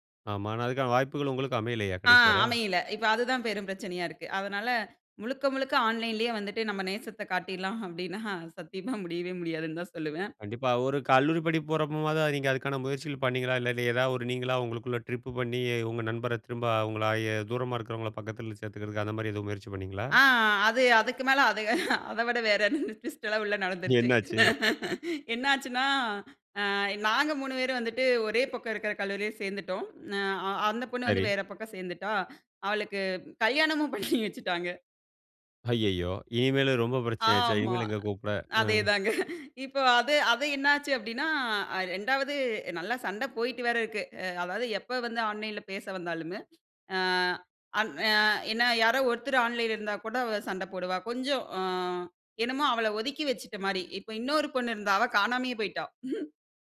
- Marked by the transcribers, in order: laughing while speaking: "காட்டிர்லாம் அப்டீன்னா, சத்தியமா"; laughing while speaking: "அத விட வேற என்ன? ட்விஸ்ட்ல்லாம் உள்ள நடந்துருச்சு. என்ன ஆச்சுன்னா"; laughing while speaking: "என்னாச்சு?"; "பேரும்" said as "வேரும்"; laughing while speaking: "பண்ணி வச்சுட்டாங்க"; laughing while speaking: "ஆமா. அதேதாங்க. இப்ப அது"; chuckle
- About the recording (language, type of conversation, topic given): Tamil, podcast, நேசத்தை நேரில் காட்டுவது, இணையத்தில் காட்டுவதிலிருந்து எப்படி வேறுபடுகிறது?